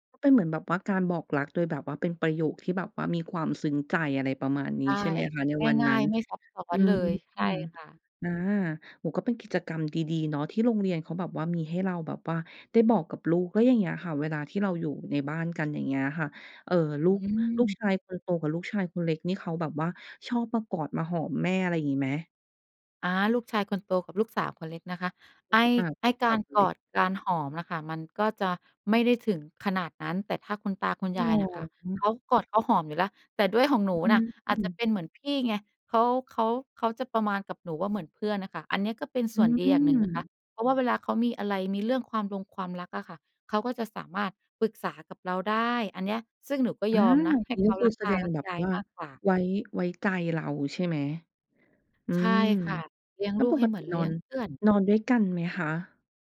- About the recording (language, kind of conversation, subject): Thai, podcast, คนในบ้านคุณแสดงความรักต่อกันอย่างไรบ้าง?
- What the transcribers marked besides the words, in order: other background noise